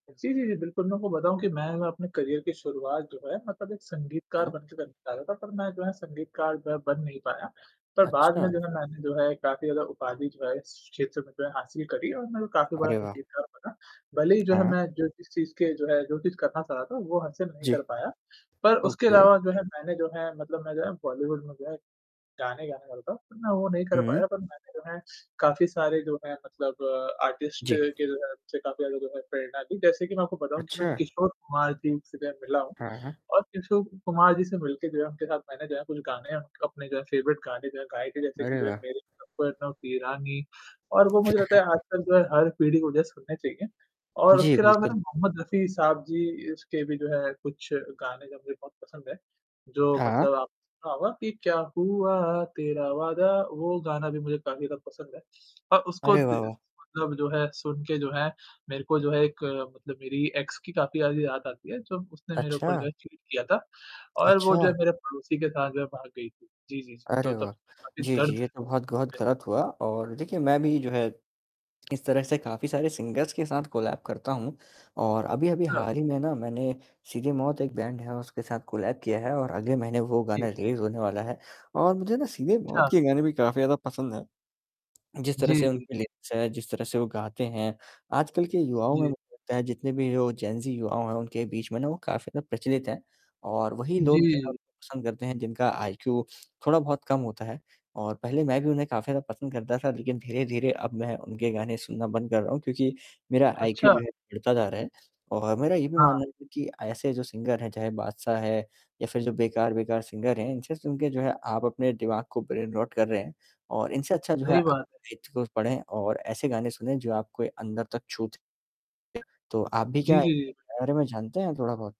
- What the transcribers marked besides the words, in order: static; in English: "करियर"; in English: "ओके"; distorted speech; in English: "आर्टिस्ट"; in English: "फ़ेवरेट"; other background noise; singing: "मेरे सपनों की रानी"; singing: "क्या हुआ तेरा वादा"; in English: "एक्स"; in English: "चीट"; tapping; in English: "सिंगर्स"; in English: "कोलैब"; in English: "बैंड"; in English: "कोलैब"; in English: "रिलीज़"; in English: "लेंस"; in English: "जेन ज़ी"; in English: "आईक्यू"; in English: "आईक्यू"; in English: "सिंगर"; in English: "सिंगर"; in English: "ब्रेन रॉट"
- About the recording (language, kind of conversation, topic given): Hindi, unstructured, आपके पसंदीदा गाने कौन-कौन से हैं, और आपको वे क्यों पसंद हैं?
- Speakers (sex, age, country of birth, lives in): male, 20-24, India, India; male, 20-24, India, India